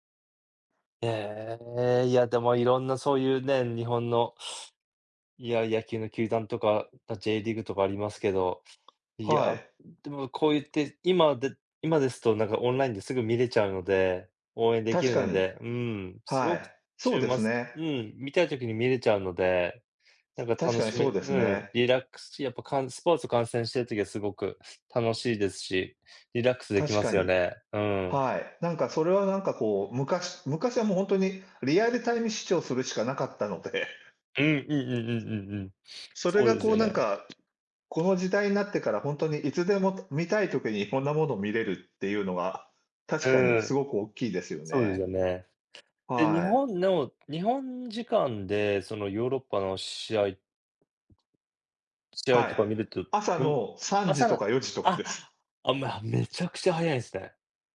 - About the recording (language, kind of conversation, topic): Japanese, unstructured, 好きなスポーツは何ですか？その理由は何ですか？
- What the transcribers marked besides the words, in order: tapping; other background noise